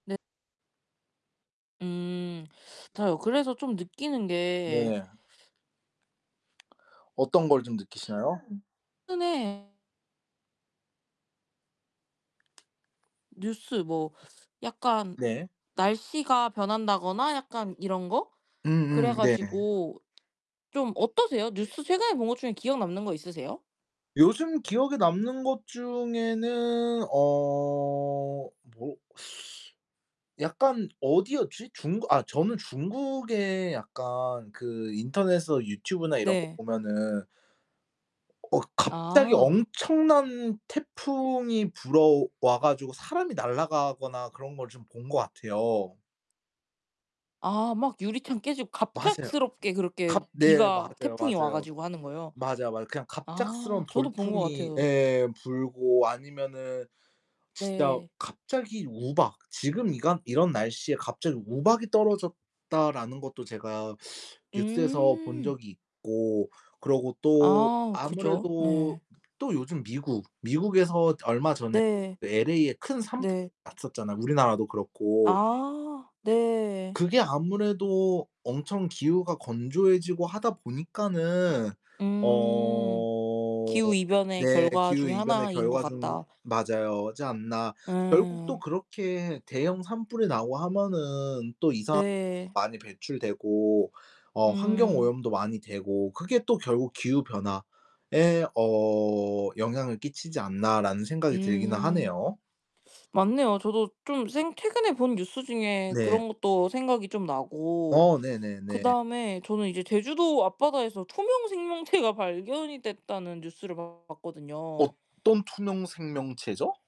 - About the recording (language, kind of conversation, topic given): Korean, unstructured, 요즘 기후 변화에 대해 어떻게 생각하시나요?
- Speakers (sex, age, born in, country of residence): female, 20-24, South Korea, Japan; male, 25-29, South Korea, Japan
- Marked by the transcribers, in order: other background noise; background speech; distorted speech; tapping; drawn out: "어"; teeth sucking; drawn out: "어"; static; laughing while speaking: "생명체가"